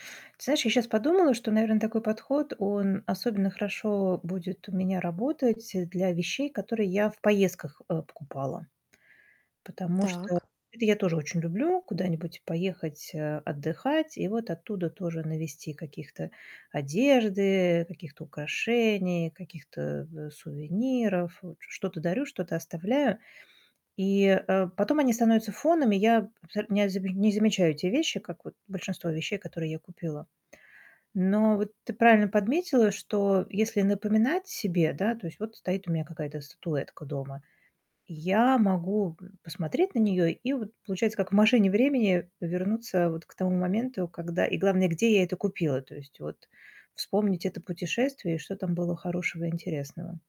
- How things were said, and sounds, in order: other background noise
- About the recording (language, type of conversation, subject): Russian, advice, Как найти радость в вещах, которые у вас уже есть?